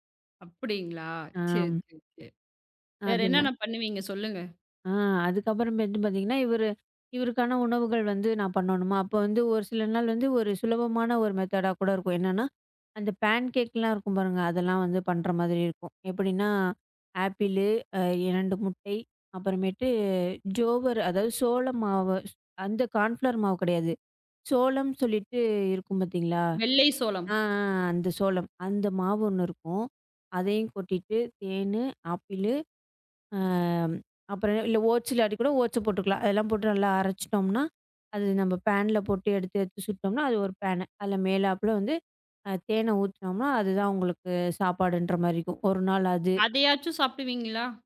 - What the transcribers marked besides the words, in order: tapping; in English: "மெத்தேடா"; in English: "ஜோவர்"; in English: "கான்ஃபிளவர்"; in English: "ஓட்ஸ்"; in English: "ஓட்ஸ"
- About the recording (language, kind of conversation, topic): Tamil, podcast, உங்களுக்கு மிகவும் பயனுள்ளதாக இருக்கும் காலை வழக்கத்தை விவரிக்க முடியுமா?